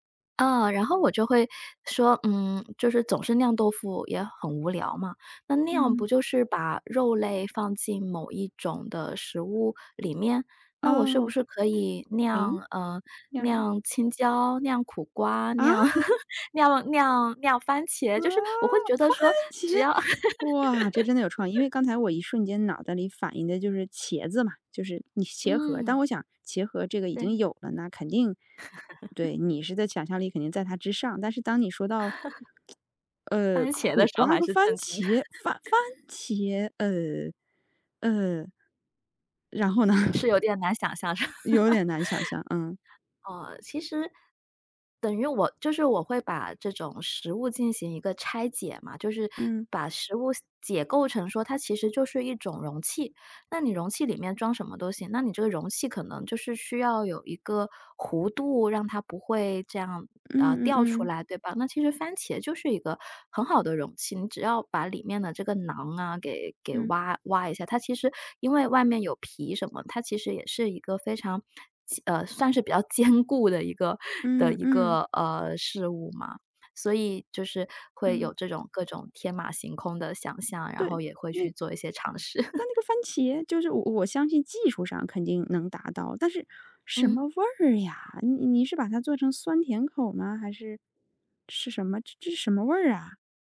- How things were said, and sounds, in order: laugh; surprised: "番茄"; laugh; laugh; laugh; tsk; laughing while speaking: "经的"; laugh; laughing while speaking: "呢？"; laugh; laughing while speaking: "坚固的"; laugh
- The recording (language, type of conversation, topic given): Chinese, podcast, 你会把烹饪当成一种创作吗？